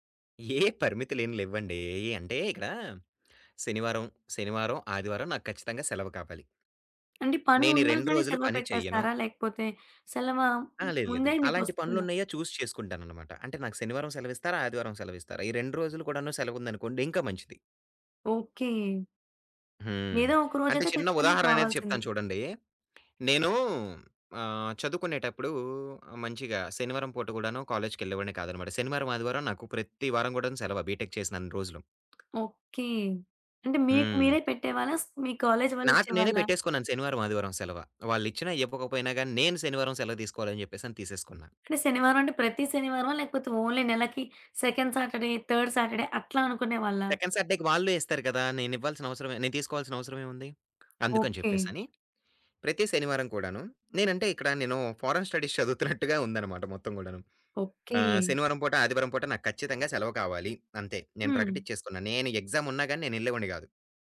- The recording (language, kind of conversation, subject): Telugu, podcast, పని-జీవిత సమతుల్యాన్ని మీరు ఎలా నిర్వహిస్తారు?
- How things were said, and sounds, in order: giggle; tapping; other background noise; in English: "బిటెక్"; in English: "ఓన్లీ"; in English: "సెకండ్ సాటర్డే, థర్డ్ సాటర్డే"; in English: "సెకండ్ సాటర్డేకి"; in English: "ఫోరెన్ స్టడీస్"; giggle